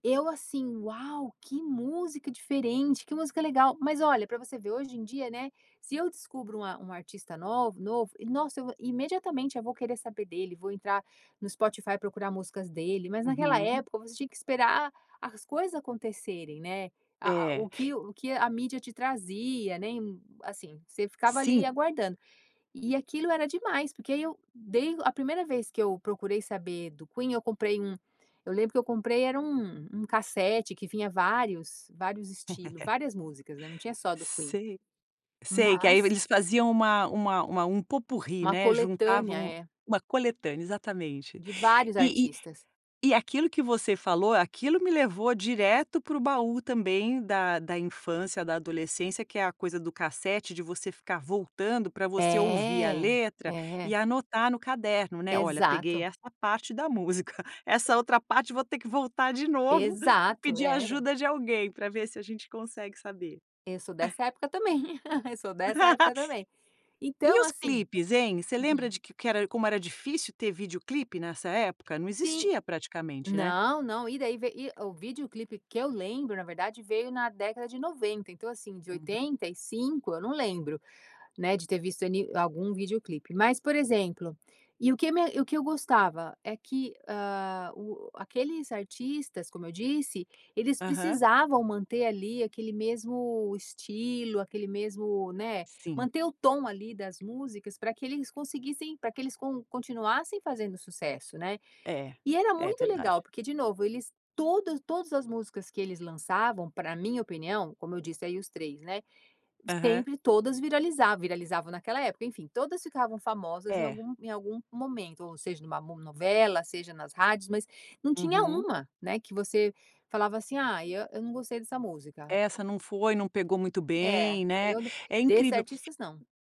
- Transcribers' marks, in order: laugh; in French: "pot-pourri"; chuckle; tapping; chuckle; laugh
- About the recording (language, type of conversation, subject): Portuguese, podcast, Que artistas você considera parte da sua identidade musical?